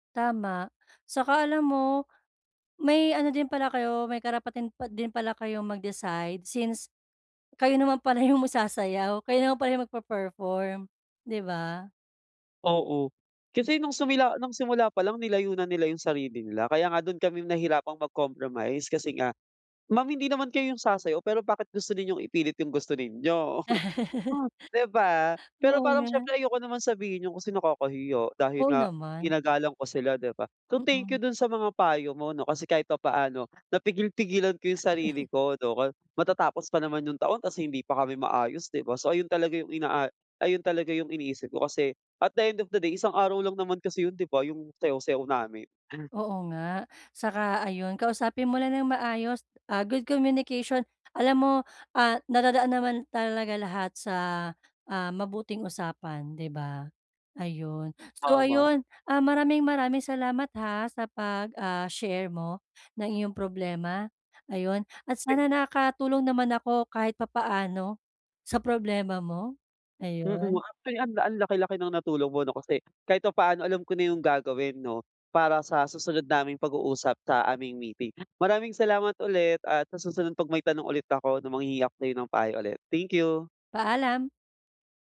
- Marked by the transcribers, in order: chuckle; chuckle
- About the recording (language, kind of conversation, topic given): Filipino, advice, Paano ko haharapin ang hindi pagkakasundo ng mga interes sa grupo?
- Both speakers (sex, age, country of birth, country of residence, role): female, 35-39, Philippines, Philippines, advisor; male, 25-29, Philippines, Philippines, user